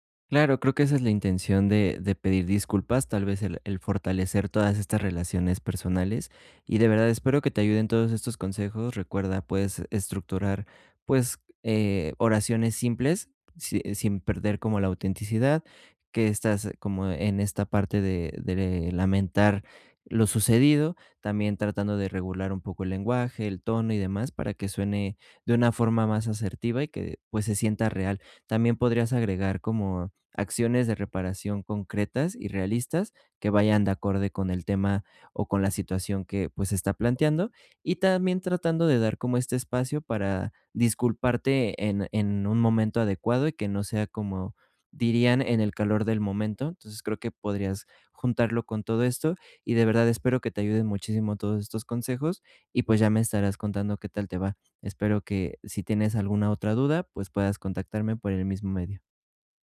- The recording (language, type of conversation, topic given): Spanish, advice, ¿Cómo puedo pedir disculpas con autenticidad sin sonar falso ni defensivo?
- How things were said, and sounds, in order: other background noise